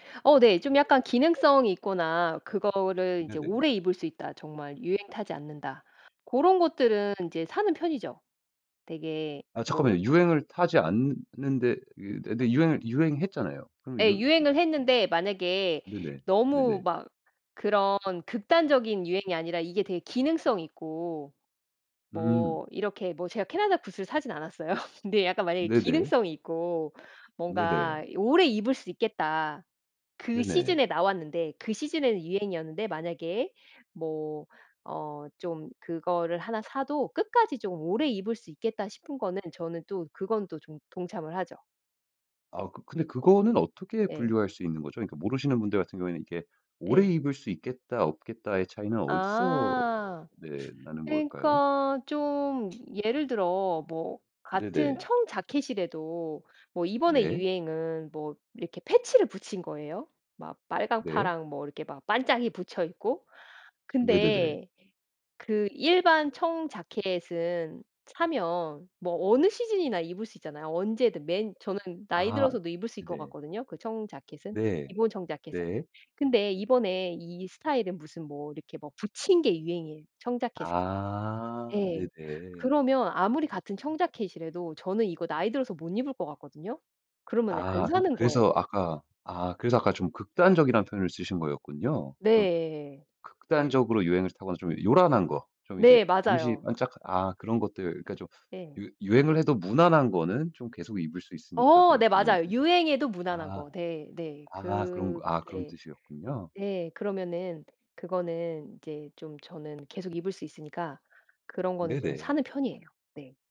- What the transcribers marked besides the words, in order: laugh; teeth sucking; tapping; other background noise
- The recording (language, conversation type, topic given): Korean, podcast, 스타일 영감은 보통 어디서 얻나요?